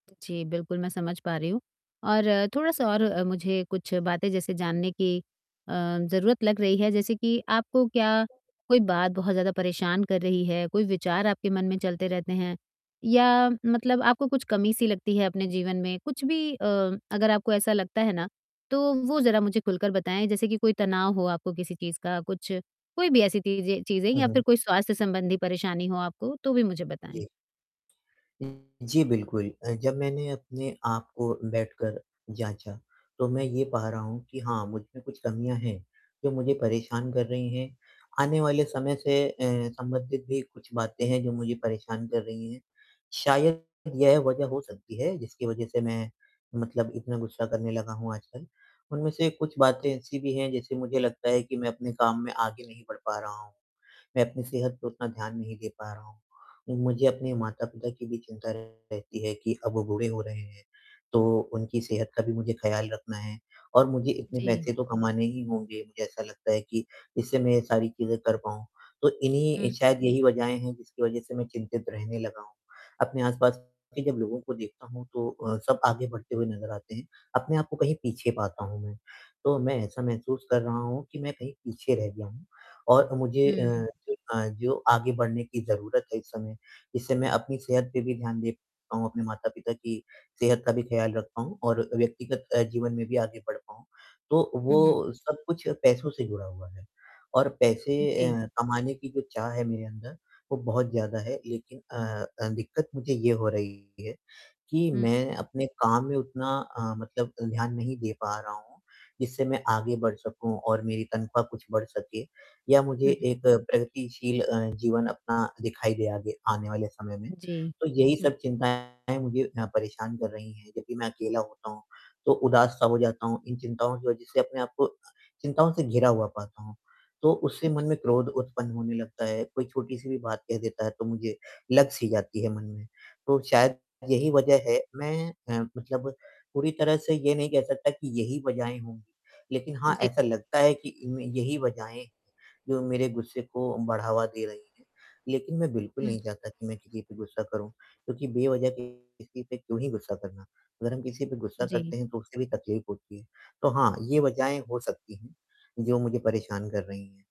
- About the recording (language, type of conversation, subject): Hindi, advice, कौन-सी चीजें मुझे उकसाती हैं और कमजोर कर देती हैं?
- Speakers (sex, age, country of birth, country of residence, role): female, 40-44, India, India, advisor; male, 60-64, India, India, user
- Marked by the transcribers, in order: static; other noise; distorted speech; unintelligible speech; tapping; other background noise; mechanical hum